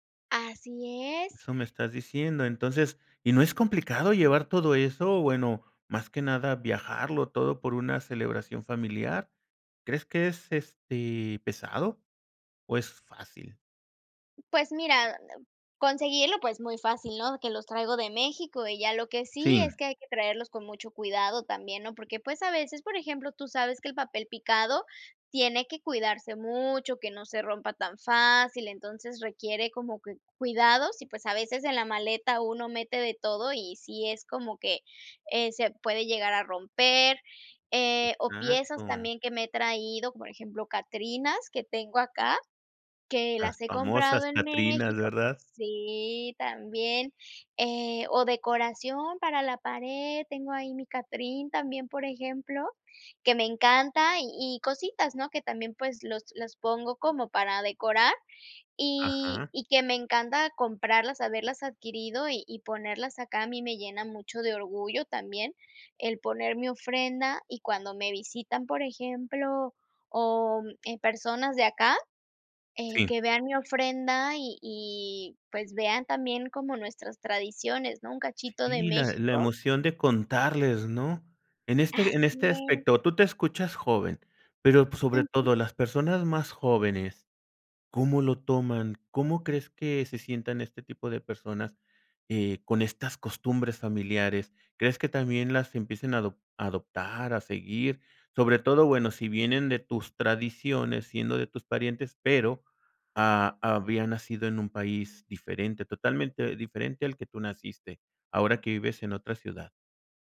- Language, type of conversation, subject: Spanish, podcast, Cuéntame, ¿qué tradiciones familiares te importan más?
- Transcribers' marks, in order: tapping; other background noise